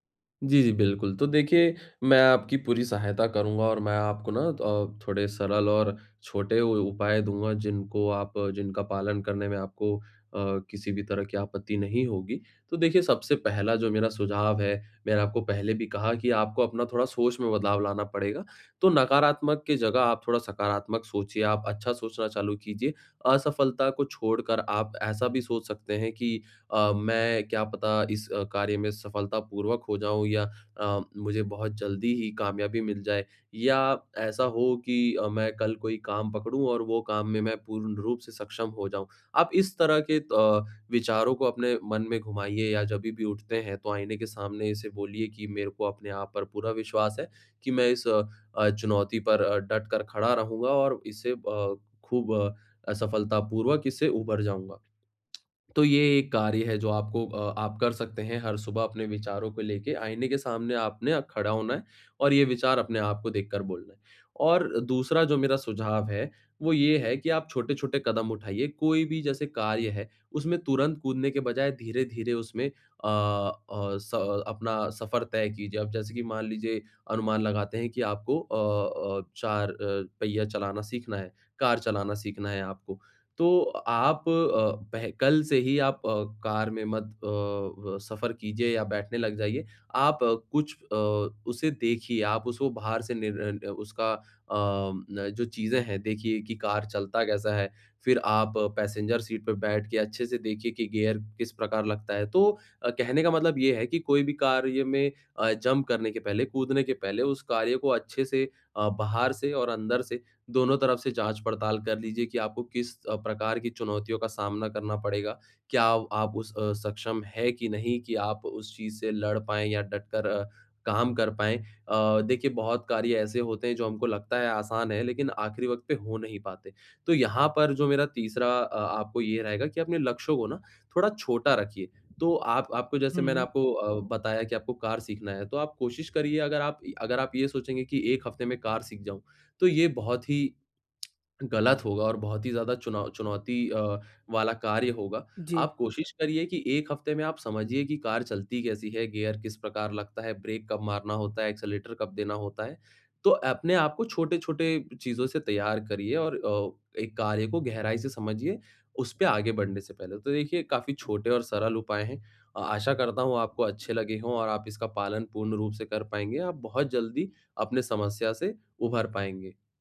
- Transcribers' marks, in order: other background noise; tapping; in English: "पैसेंजर"; in English: "जंप"
- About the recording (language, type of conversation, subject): Hindi, advice, असफलता के डर को कैसे पार किया जा सकता है?